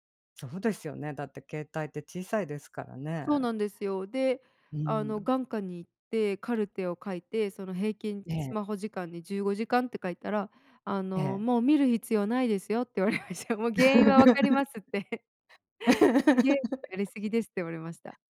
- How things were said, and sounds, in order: tapping; laughing while speaking: "言われました。もう原因は分かりますって"; laugh
- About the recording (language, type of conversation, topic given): Japanese, podcast, 今一番夢中になっていることは何ですか?